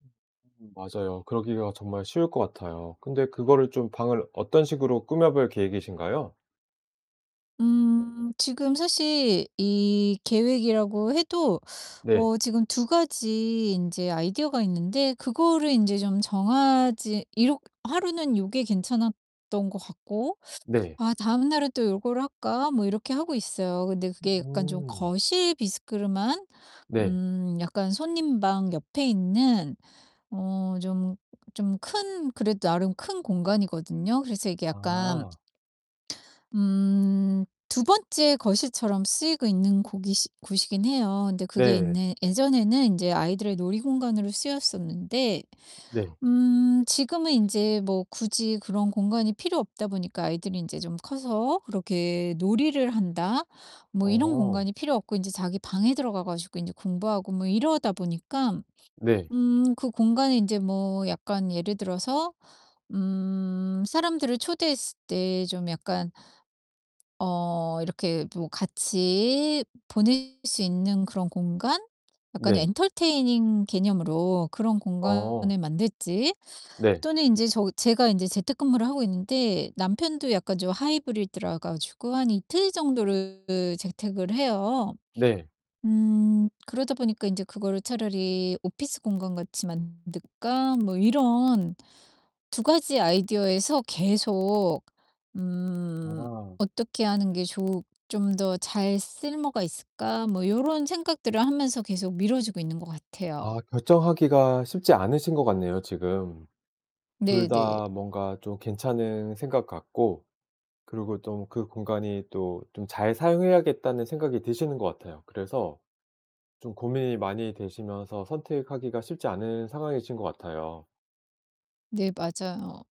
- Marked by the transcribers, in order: distorted speech; tapping; other background noise; in English: "entertaining"
- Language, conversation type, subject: Korean, advice, 계획은 세워두는데 자꾸 미루는 습관 때문에 진전이 없을 때 어떻게 하면 좋을까요?